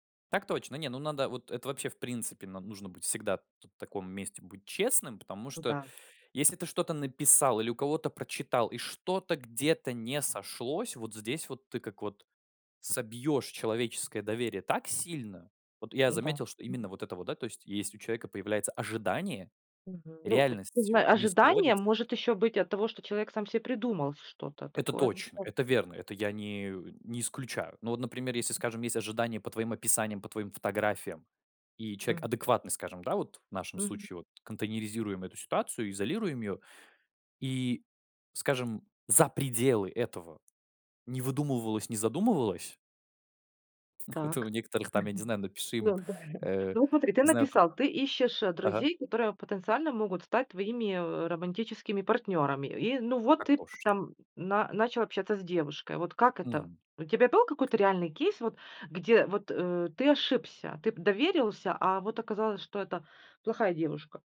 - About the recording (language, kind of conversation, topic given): Russian, podcast, Как в онлайне можно выстроить настоящее доверие?
- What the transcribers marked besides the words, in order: unintelligible speech; other background noise; laughing while speaking: "Это"; unintelligible speech; laughing while speaking: "Да"; tapping